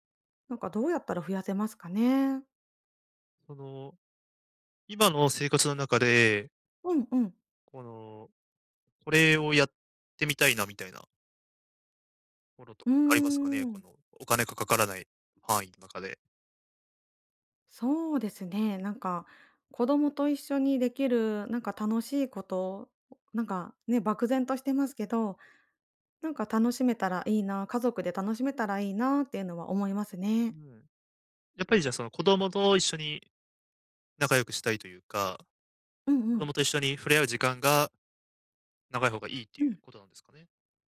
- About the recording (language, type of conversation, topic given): Japanese, advice, 簡素な生活で経験を増やすにはどうすればよいですか？
- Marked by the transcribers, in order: other background noise